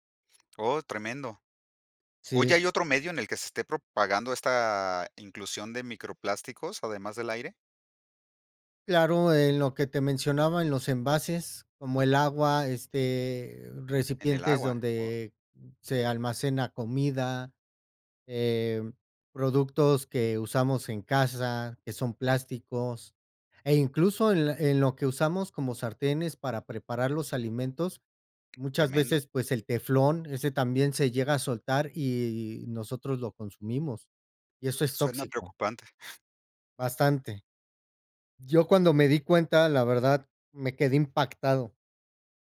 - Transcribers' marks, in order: tapping
- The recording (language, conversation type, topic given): Spanish, podcast, ¿Qué opinas sobre el problema de los plásticos en la naturaleza?